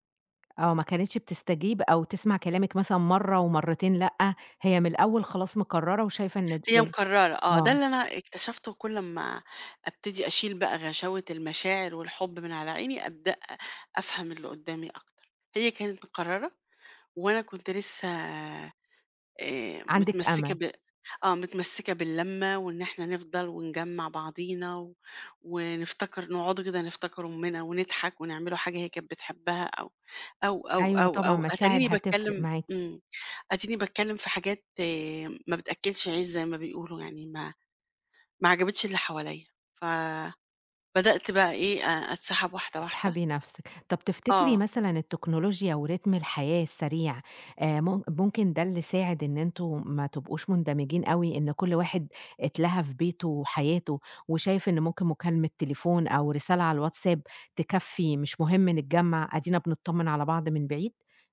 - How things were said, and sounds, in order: tapping; in English: "وريتم"
- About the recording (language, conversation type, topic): Arabic, podcast, إزاي اتغيّرت علاقتك بأهلك مع مرور السنين؟